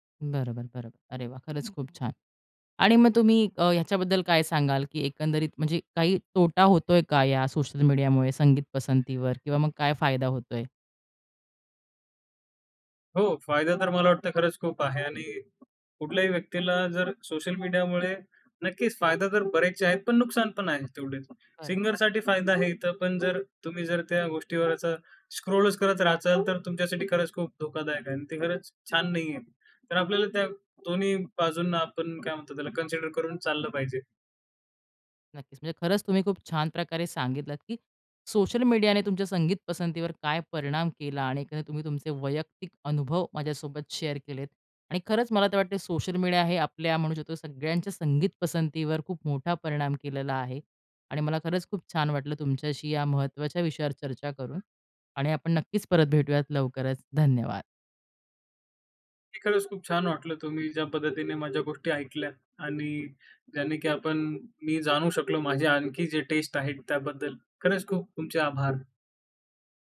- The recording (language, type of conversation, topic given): Marathi, podcast, सोशल मीडियामुळे तुमच्या संगीताच्या आवडीमध्ये कोणते बदल झाले?
- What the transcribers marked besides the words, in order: other background noise; in English: "सिंगरसाठी"; "राहाल" said as "राचाल"; in English: "कन्सिडर"; in English: "शेअर"; in English: "टेस्ट"